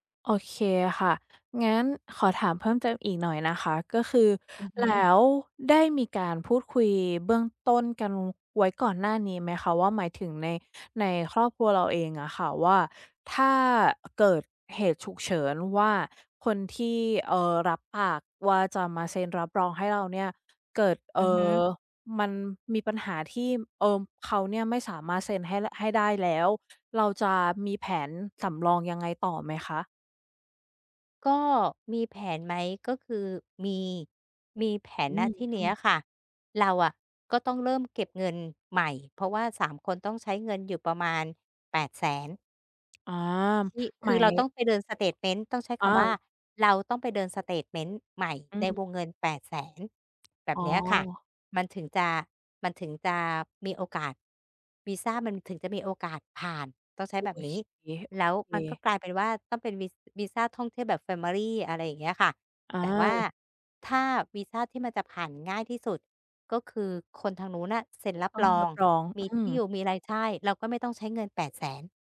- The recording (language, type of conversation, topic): Thai, advice, ฉันรู้สึกกังวลกับอนาคตที่ไม่แน่นอน ควรทำอย่างไร?
- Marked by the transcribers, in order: other background noise; tapping; in English: "แฟมิลี"